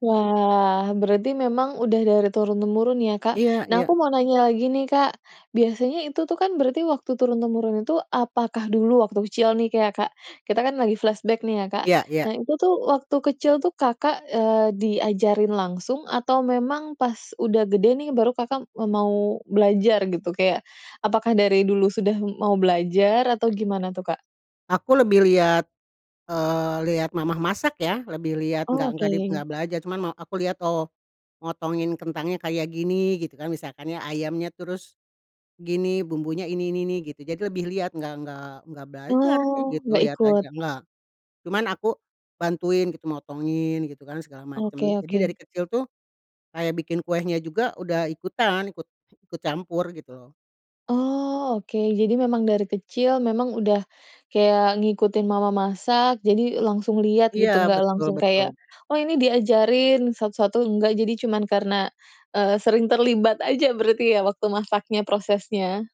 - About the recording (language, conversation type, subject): Indonesian, podcast, Ceritakan hidangan apa yang selalu ada di perayaan keluargamu?
- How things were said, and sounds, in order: in English: "flashback"; other background noise; tapping